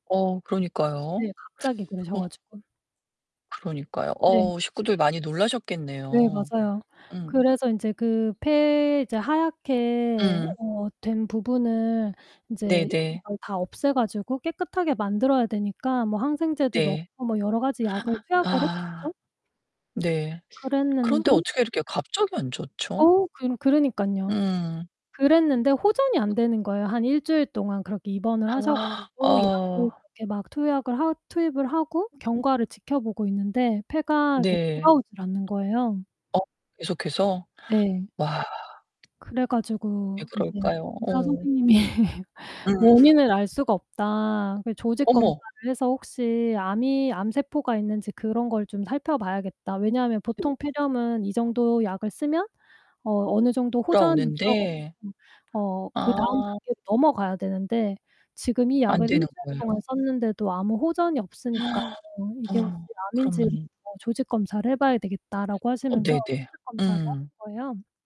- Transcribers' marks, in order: other background noise; distorted speech; gasp; gasp; laugh; gasp
- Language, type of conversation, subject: Korean, podcast, 그때 주변 사람들은 어떤 힘이 되어주었나요?